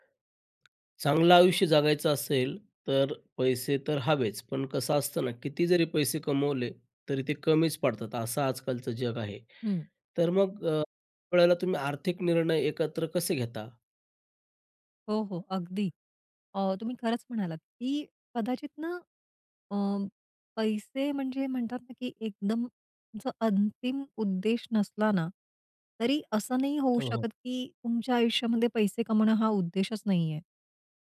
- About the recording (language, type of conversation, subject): Marathi, podcast, घरात आर्थिक निर्णय तुम्ही एकत्र कसे घेता?
- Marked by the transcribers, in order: tapping